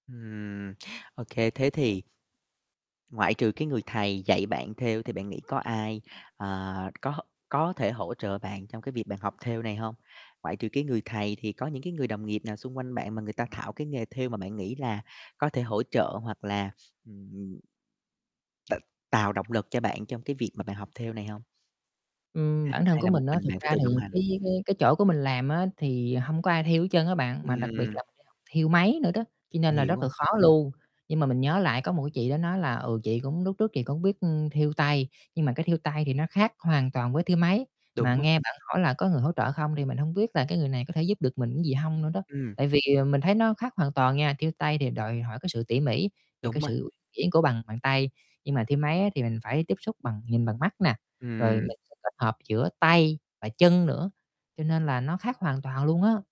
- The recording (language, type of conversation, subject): Vietnamese, advice, Làm sao để lấy lại sự tự tin sau thất bại khi bạn cảm thấy mình thiếu năng lực?
- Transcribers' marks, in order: tapping; other background noise; static; distorted speech